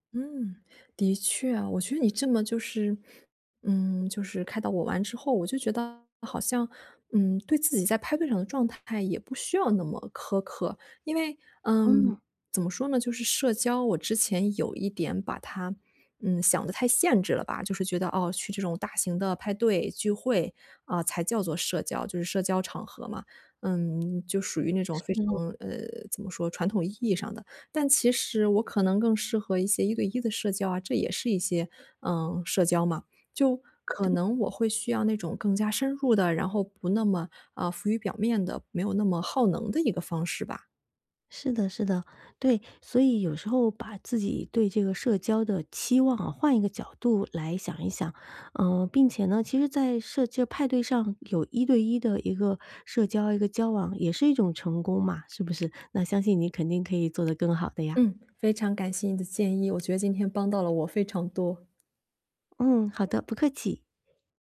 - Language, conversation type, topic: Chinese, advice, 在派对上我常常感到孤单，该怎么办？
- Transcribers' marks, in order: tapping; other background noise